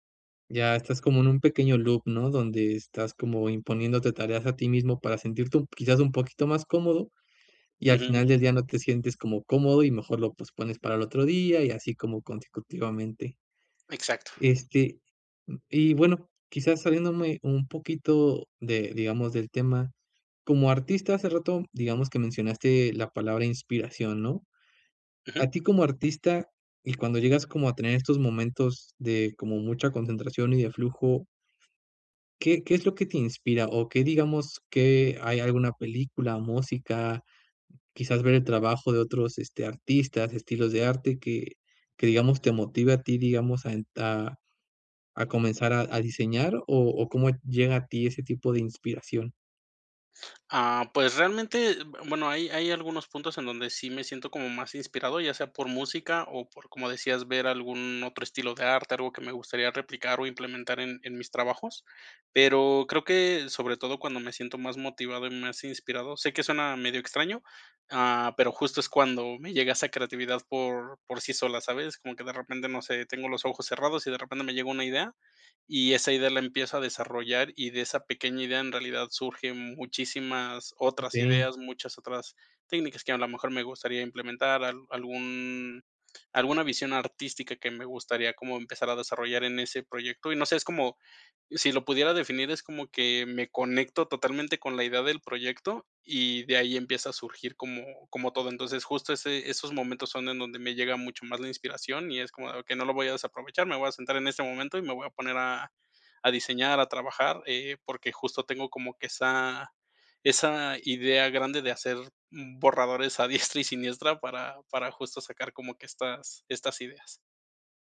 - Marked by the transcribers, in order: in English: "loop"; tapping; laughing while speaking: "diestra y siniestra"
- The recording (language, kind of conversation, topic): Spanish, advice, ¿Cómo puedo dejar de procrastinar y crear hábitos de trabajo diarios?